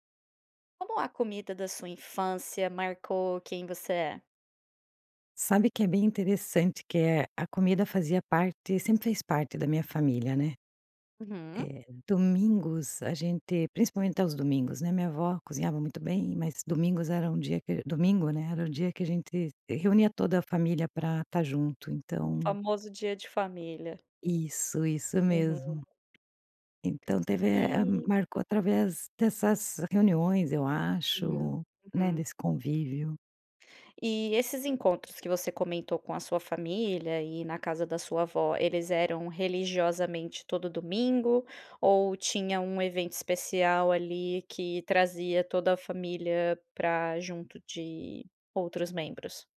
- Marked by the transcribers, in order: other background noise; tapping
- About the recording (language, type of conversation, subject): Portuguese, podcast, Como a comida da sua infância marcou quem você é?
- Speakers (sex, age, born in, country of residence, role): female, 30-34, United States, Spain, host; female, 45-49, Brazil, Portugal, guest